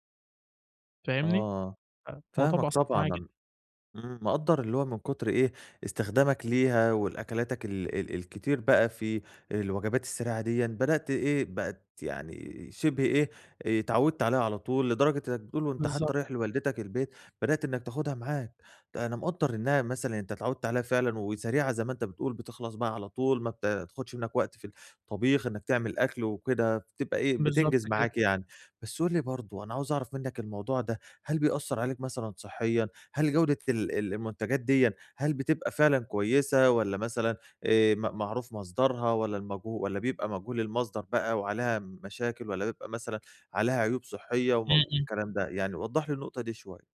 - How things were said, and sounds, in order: tapping
- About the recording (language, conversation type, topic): Arabic, advice, إزاي أقدر أتحكم في رغبتي إني آكل أكل مُصنَّع؟